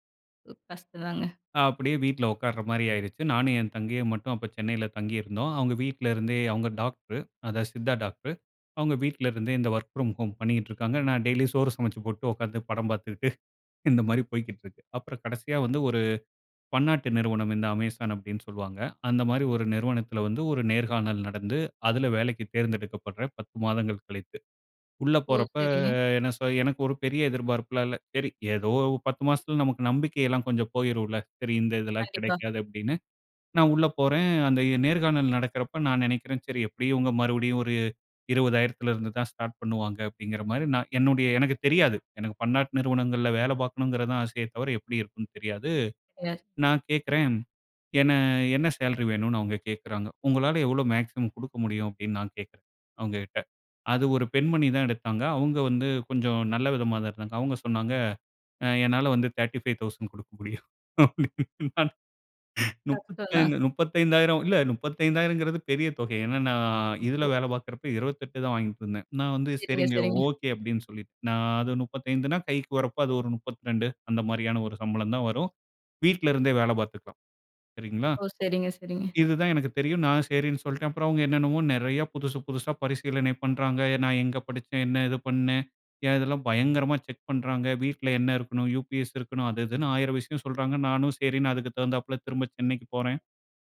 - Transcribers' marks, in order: in English: "வொர்க் ப்ராம் ஹோம்"; laughing while speaking: "இந்த மாரி போய்க்கிட்டுருக்கு"; drawn out: "போறப்ப"; unintelligible speech; in English: "சேலரி"; laughing while speaking: "குடுக்க முடியும். முப்பத்தைந் முப்பத்தைந்தாயிரம்"; unintelligible speech
- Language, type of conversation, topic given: Tamil, podcast, ஒரு வேலை அல்லது படிப்பு தொடர்பான ஒரு முடிவு உங்கள் வாழ்க்கையை எவ்வாறு மாற்றியது?